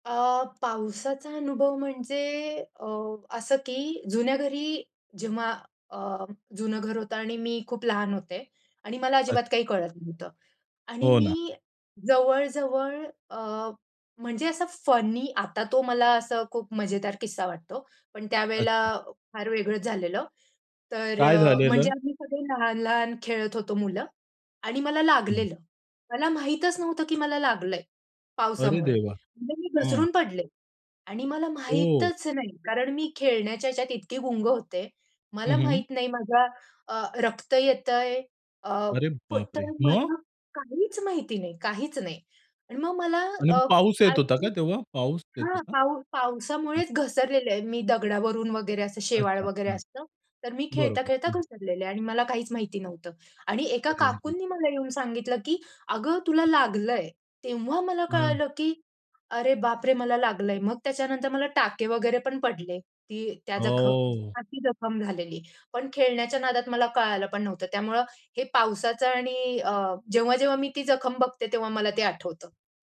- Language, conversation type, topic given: Marathi, podcast, पावसाळ्यात बाहेर जाण्याचा तुमचा अनुभव कसा असतो?
- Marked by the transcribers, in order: in English: "फनी"; surprised: "अरे बापरे! मग?"; other background noise; afraid: "अरे बापरे! मला लागलंय"